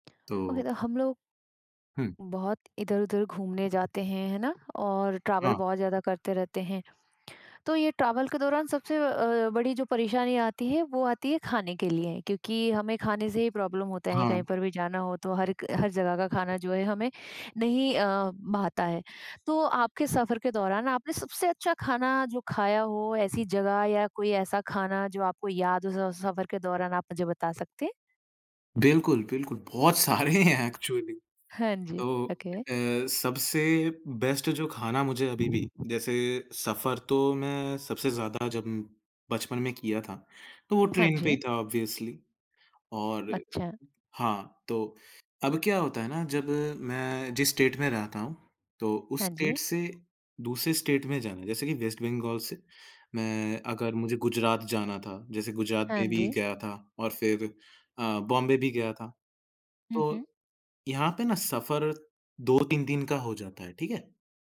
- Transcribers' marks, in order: tapping; in English: "ओके"; other background noise; in English: "ट्रैवल"; in English: "ट्रैवल"; in English: "प्रॉब्लम"; laughing while speaking: "सारे हैं"; in English: "एक्चुअली"; in English: "ओके"; in English: "बेस्ट"; in English: "ट्रेन"; in English: "ऑब्वियसली"; in English: "स्टेट"; in English: "स्टेट"; in English: "स्टेट"; in English: "वेस्ट"; in English: "बॉम्बे"
- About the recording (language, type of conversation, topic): Hindi, podcast, सफ़र के दौरान आपने सबसे अच्छा खाना कहाँ खाया?